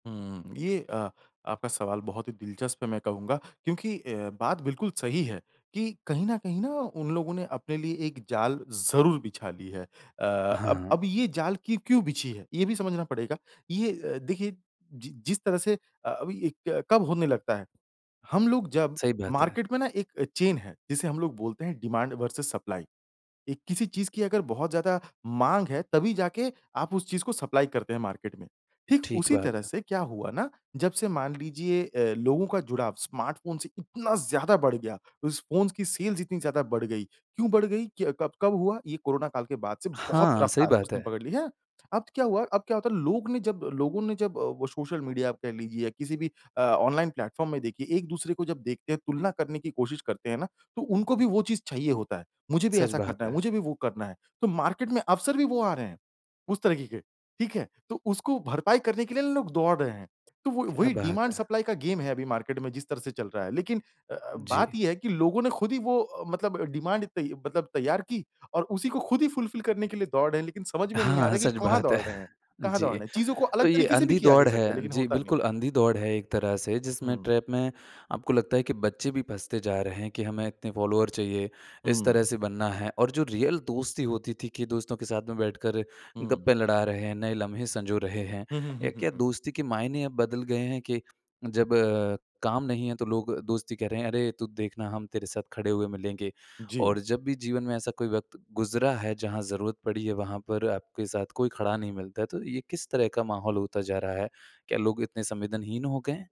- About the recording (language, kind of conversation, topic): Hindi, podcast, काम ने आपके रिश्तों और दोस्ती को कैसे बदला?
- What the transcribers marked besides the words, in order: in English: "मार्केट"; in English: "चैन"; in English: "डिमांड वर्सिज सप्लाई"; in English: "सप्लाई"; in English: "मार्केट"; in English: "स्मार्ट फ़ोन"; in English: "सेल्स"; in English: "मार्केट"; in English: "डिमांड-सप्लाई"; in English: "गेम"; in English: "मार्केट"; in English: "डिमांड"; in English: "फुलफिल"; laughing while speaking: "सच बात है"; in English: "ट्रैप"; in English: "फॉलोअर्स"; in English: "रियल"; other background noise